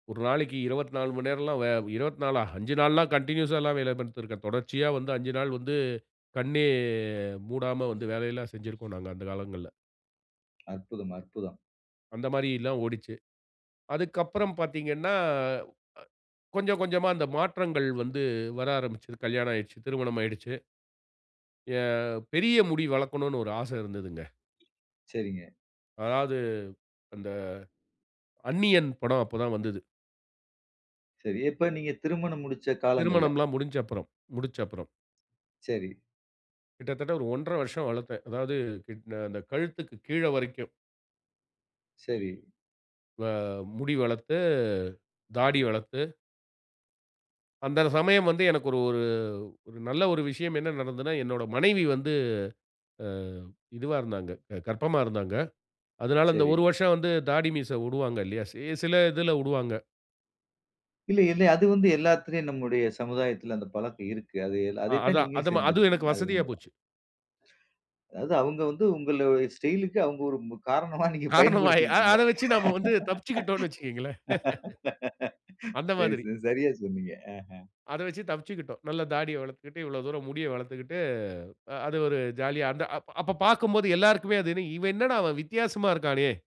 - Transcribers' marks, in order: drawn out: "கண்ணே"; other background noise; tapping; other noise; laugh; laughing while speaking: "அதை வச்சு நாம வந்து தப்பிச்சுக்கிட்டோம்னு வச்சுக்கோங்களேன்"; laughing while speaking: "காரணமா நீங்க பயன்படுத்திகிட்டிங்க. சரி சரி சரியா சொன்னீங்க"
- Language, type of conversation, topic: Tamil, podcast, உங்களின் பாணி முன்னுதாரணம் யார்?